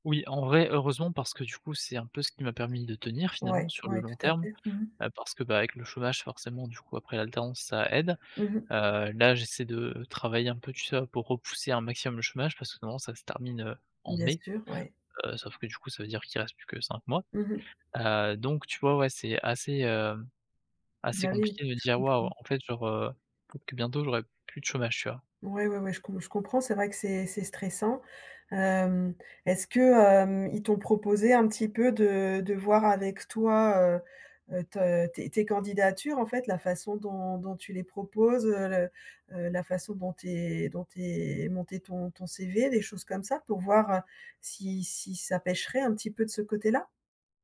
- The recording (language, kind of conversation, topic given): French, advice, Comment vous remettez-vous en question après un échec ou une rechute ?
- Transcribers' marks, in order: none